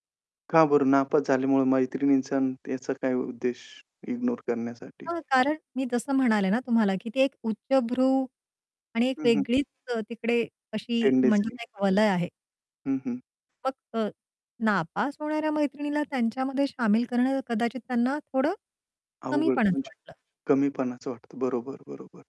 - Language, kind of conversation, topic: Marathi, podcast, अपयशातून तुम्हाला काय शिकायला मिळालं?
- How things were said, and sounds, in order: static; other background noise; distorted speech; in English: "टेंडन्सी"